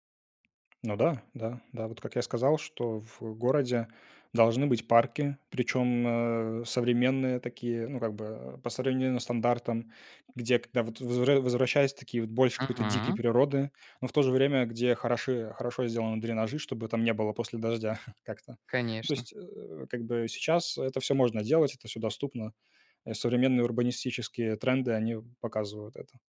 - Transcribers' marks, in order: tapping; chuckle
- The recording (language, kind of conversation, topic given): Russian, unstructured, Что вызывает у вас отвращение в загрязнённом городе?